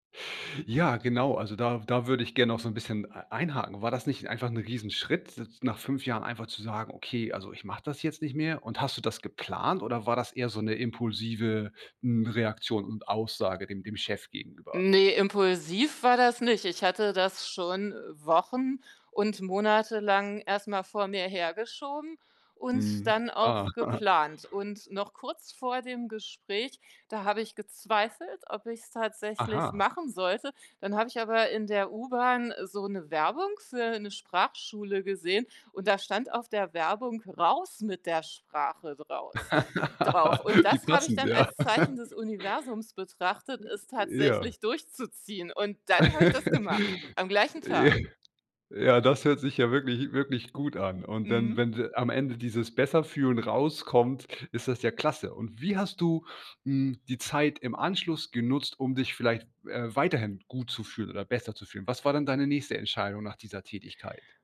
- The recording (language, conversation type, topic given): German, podcast, Wann hast du bewusst etwas losgelassen und dich danach besser gefühlt?
- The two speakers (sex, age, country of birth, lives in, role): female, 45-49, Germany, Germany, guest; male, 40-44, Germany, Germany, host
- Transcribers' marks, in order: laughing while speaking: "ah"; laugh; laugh; other noise; laughing while speaking: "durchzuziehen"; chuckle; laughing while speaking: "J"; tapping